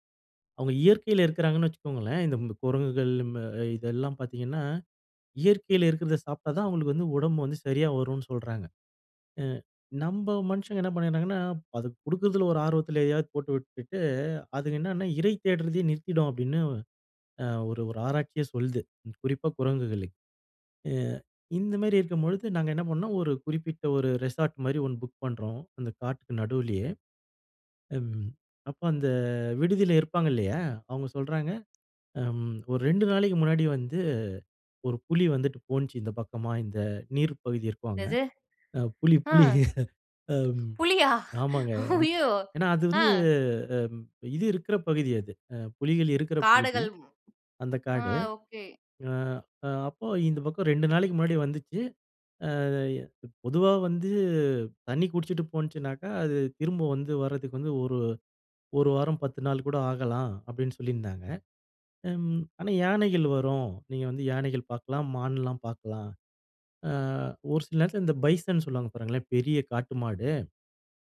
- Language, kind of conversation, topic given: Tamil, podcast, காட்டில் உங்களுக்கு ஏற்பட்ட எந்த அனுபவம் உங்களை மனதார ஆழமாக உலுக்கியது?
- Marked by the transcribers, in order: in English: "ரெசார்ட்"; other noise; surprised: "புலியா? ஐயோ"; laugh; other background noise; in English: "பைசன்"